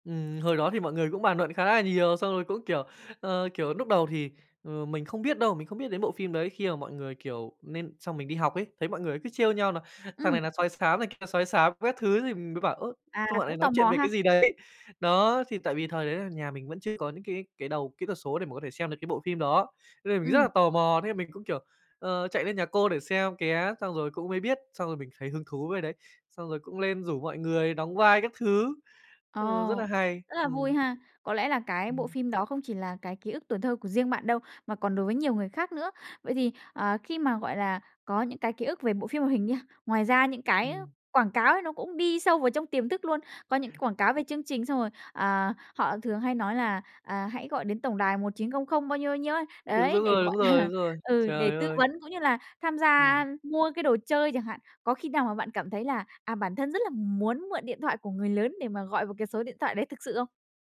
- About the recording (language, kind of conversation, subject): Vietnamese, podcast, Bạn nhớ nhất chương trình truyền hình nào của tuổi thơ mình?
- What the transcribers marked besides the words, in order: "luận" said as "nuận"; tapping; other background noise; laughing while speaking: "là"